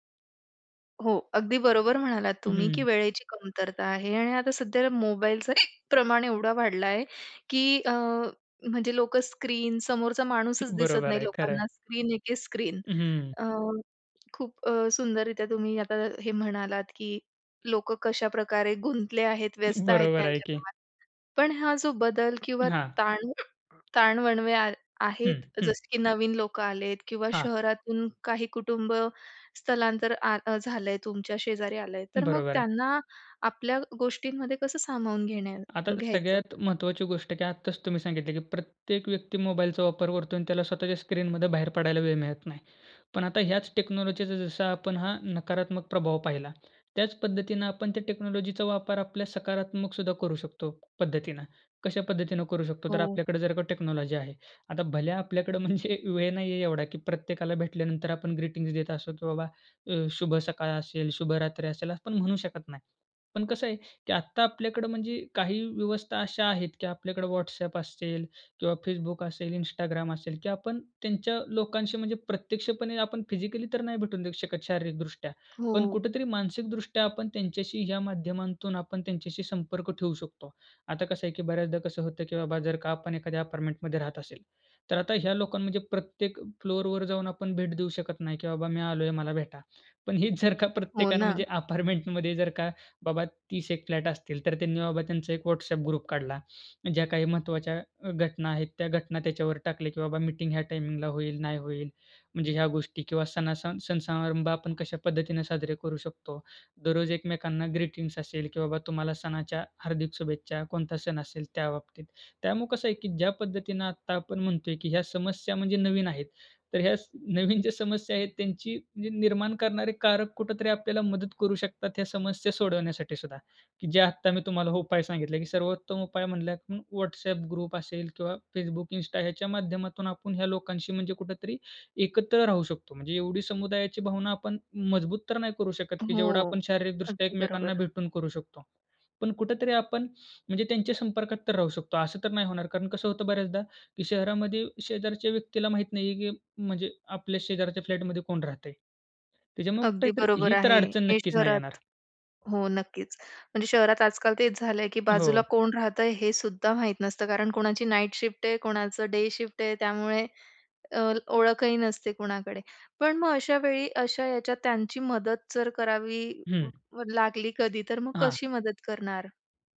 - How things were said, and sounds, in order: hiccup; laughing while speaking: "बरोबर आहे"; tapping; other noise; unintelligible speech; hiccup; other background noise; in English: "टेक्नॉलॉजीचा"; in English: "टेक्नॉलॉजीचा"; in English: "टेक्नॉलॉजी"; laughing while speaking: "म्हणजे"; in English: "फिजिकली"; laughing while speaking: "हीच जर का"; laughing while speaking: "अपार्टमेंटमध्ये"; in English: "ग्रुप"; laughing while speaking: "नवीन ज्या"; laughing while speaking: "जे आत्ता"; laughing while speaking: "उपाय"; in English: "ग्रुप"; in English: "नाईट शिफ्ट"
- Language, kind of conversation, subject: Marathi, podcast, आपल्या गावात किंवा परिसरात समुदायाची भावना जपण्याचे सोपे मार्ग कोणते आहेत?